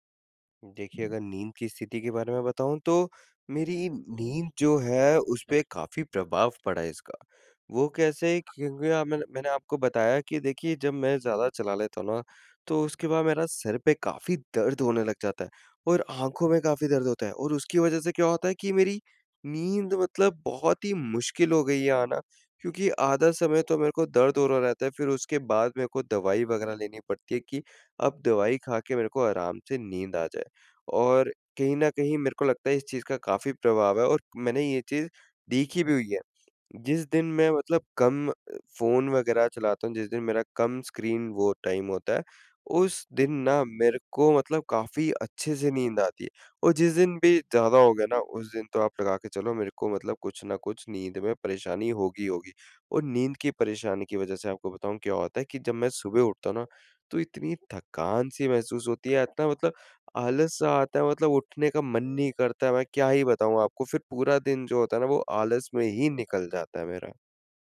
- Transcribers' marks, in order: other background noise; in English: "टाइम"
- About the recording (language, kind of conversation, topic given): Hindi, advice, स्क्रीन देर तक देखने के बाद नींद न आने की समस्या